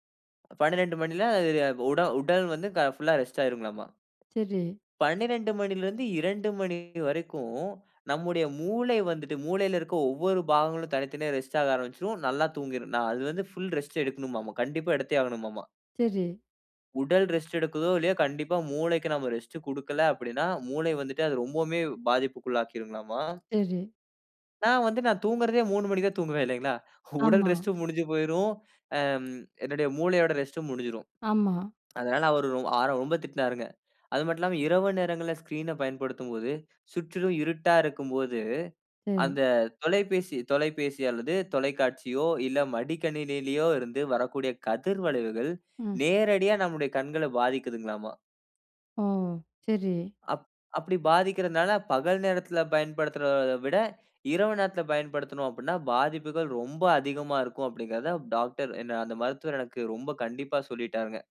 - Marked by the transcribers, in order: other background noise; in English: "ஸ்கிரீன"
- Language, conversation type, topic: Tamil, podcast, திரை நேரத்தை எப்படிக் குறைக்கலாம்?